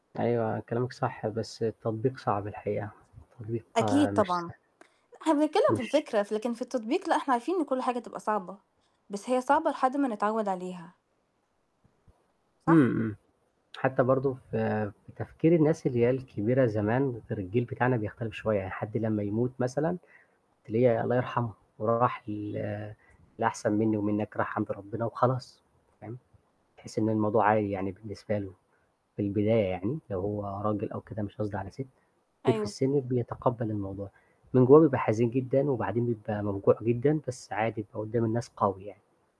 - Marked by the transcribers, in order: static; other background noise
- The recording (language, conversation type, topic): Arabic, unstructured, إزاي بتتعامل مع فقدان حد بتحبه فجأة؟